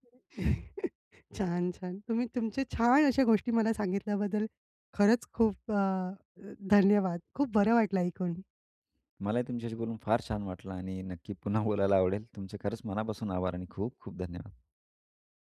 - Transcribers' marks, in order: other background noise; chuckle
- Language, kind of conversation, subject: Marathi, podcast, लांब राहूनही कुटुंबाशी प्रेम जपण्यासाठी काय कराल?